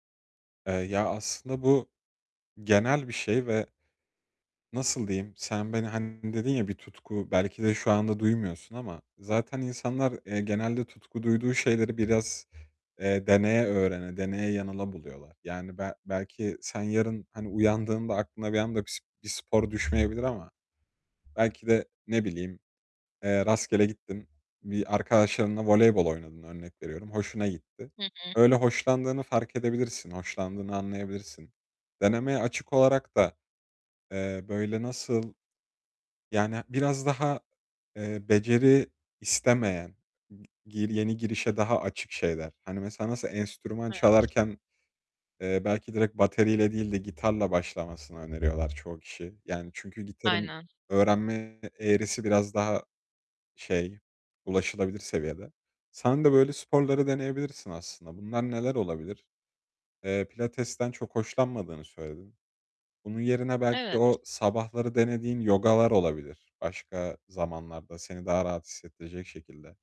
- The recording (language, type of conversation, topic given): Turkish, advice, Hareketsiz bir yaşam sürüyorsam günlük rutinime daha fazla hareketi nasıl ekleyebilirim?
- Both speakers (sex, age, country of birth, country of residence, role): female, 25-29, Turkey, Italy, user; male, 20-24, Turkey, Poland, advisor
- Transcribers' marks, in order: distorted speech; other background noise; tapping